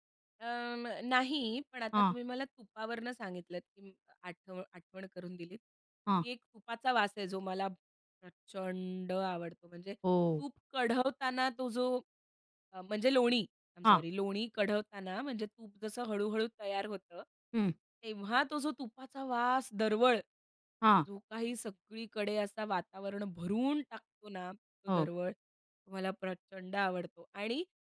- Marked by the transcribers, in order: stressed: "प्रचंड"; in English: "आय एम सॉरी"
- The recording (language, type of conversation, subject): Marathi, podcast, घरच्या रेसिपींच्या गंधाचा आणि स्मृतींचा काय संबंध आहे?